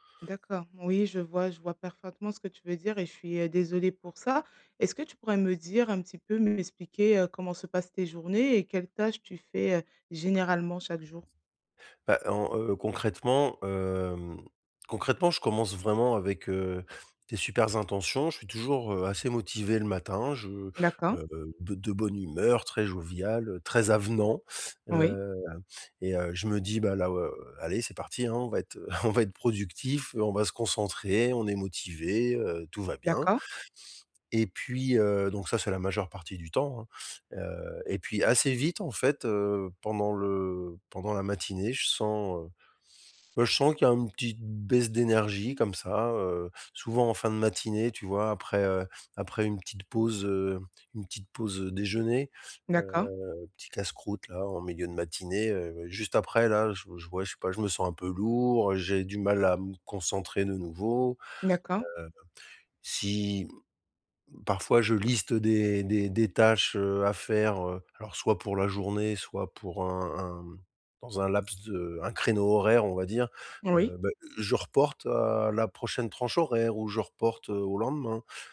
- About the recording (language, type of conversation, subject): French, advice, Comment garder mon énergie et ma motivation tout au long de la journée ?
- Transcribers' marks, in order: chuckle